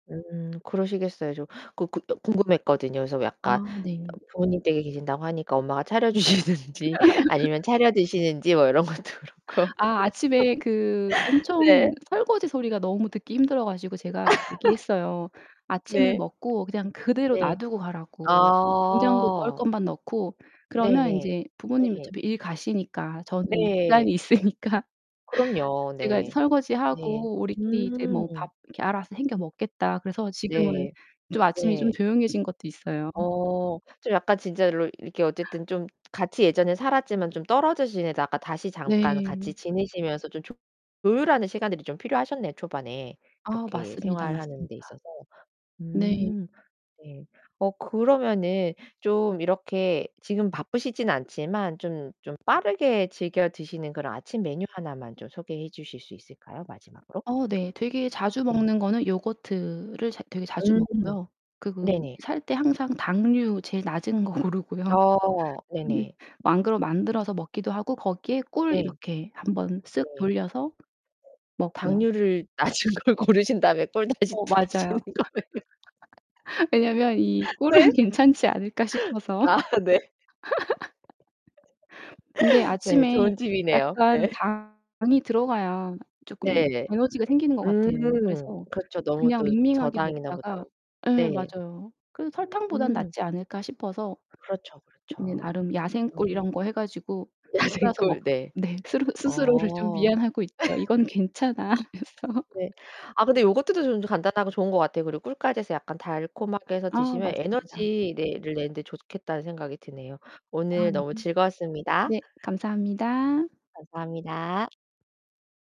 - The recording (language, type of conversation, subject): Korean, podcast, 아침을 보통 어떻게 시작하세요?
- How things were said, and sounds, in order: distorted speech; other background noise; laugh; laughing while speaking: "차려주시는지"; laughing while speaking: "이런 것도 그렇고"; laugh; laugh; laughing while speaking: "있으니까"; laughing while speaking: "고르고요"; laughing while speaking: "낮은 걸 고르신 다음에 꿀 다시 두르시는 거예요?"; laugh; laughing while speaking: "꿀은"; laugh; laughing while speaking: "아 네"; laugh; laugh; laughing while speaking: "야생 꿀"; laugh; laughing while speaking: "하면서"